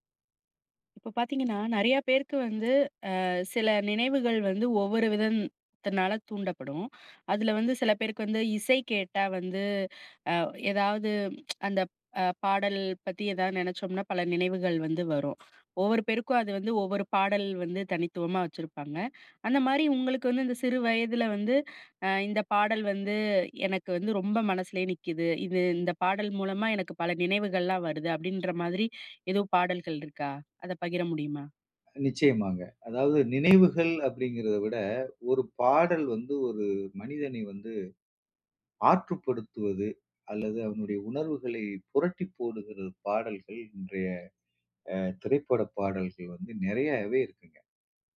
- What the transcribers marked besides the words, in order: other background noise; "விதத்தினால" said as "விதந்த்தினால"; lip smack; other noise
- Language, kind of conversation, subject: Tamil, podcast, நினைவுகளை மீண்டும் எழுப்பும் ஒரு பாடலைப் பகிர முடியுமா?